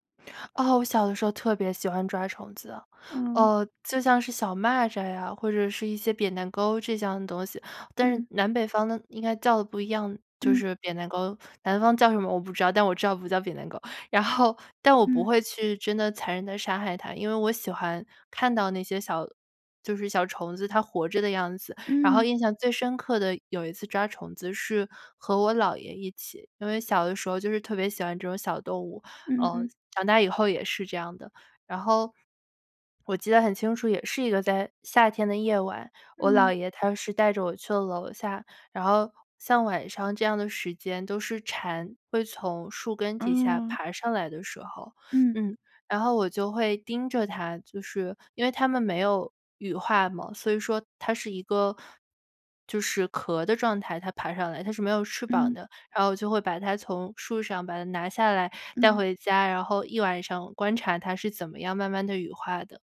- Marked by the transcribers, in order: none
- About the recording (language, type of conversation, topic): Chinese, podcast, 你小时候最喜欢玩的游戏是什么？